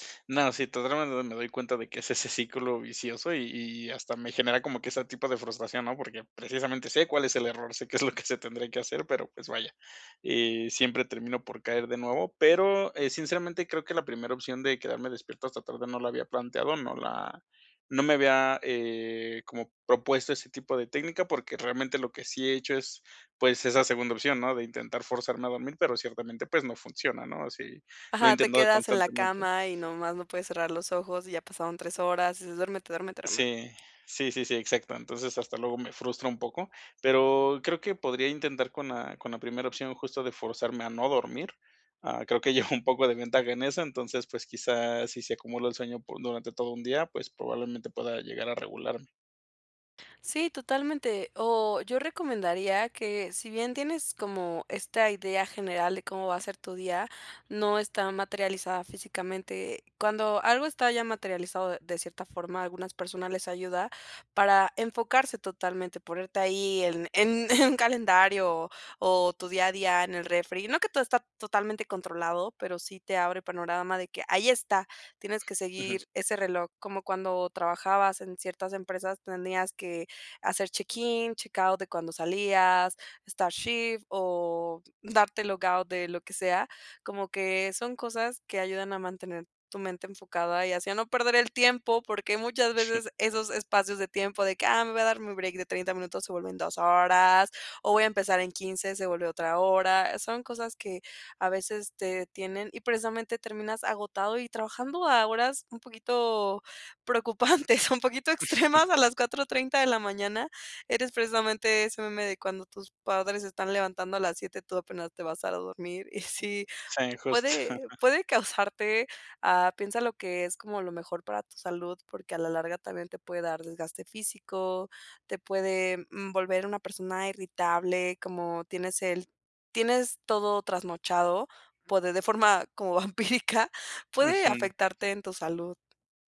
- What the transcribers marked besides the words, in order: laughing while speaking: "sé que es lo que"; other background noise; laughing while speaking: "llevo un poco"; laughing while speaking: "en"; in English: "start shift"; in English: "logout"; giggle; laughing while speaking: "preocupantes un poquito extremas"; chuckle; tapping; other noise; laughing while speaking: "justo"; chuckle; laughing while speaking: "vampírica"
- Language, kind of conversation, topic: Spanish, advice, ¿Cómo puedo reducir las distracciones para enfocarme en mis prioridades?